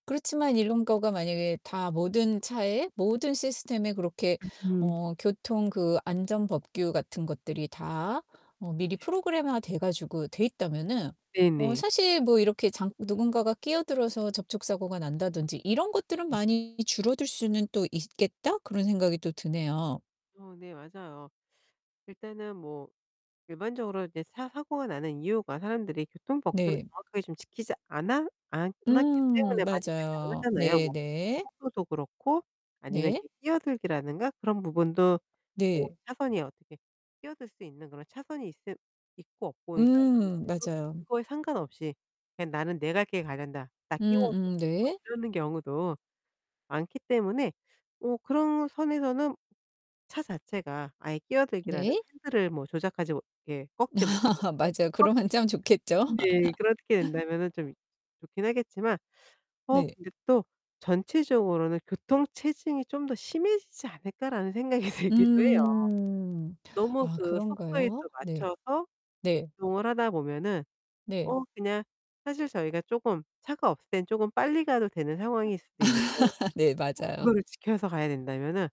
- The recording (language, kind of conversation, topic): Korean, podcast, 자율주행차는 우리의 출퇴근을 어떻게 바꿀까요?
- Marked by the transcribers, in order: distorted speech; unintelligible speech; unintelligible speech; other background noise; laugh; unintelligible speech; laugh; laughing while speaking: "들기도"; unintelligible speech; laugh